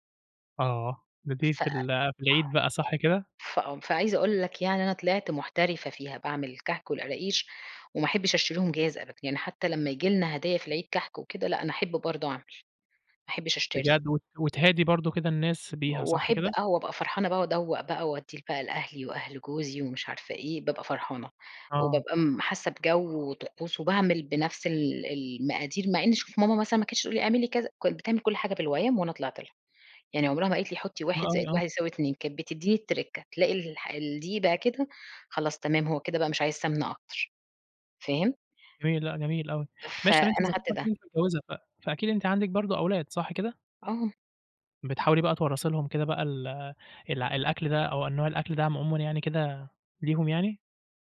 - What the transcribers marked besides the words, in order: in English: "التركة"
- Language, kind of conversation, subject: Arabic, podcast, إزاي بتورّثوا العادات والأكلات في بيتكم؟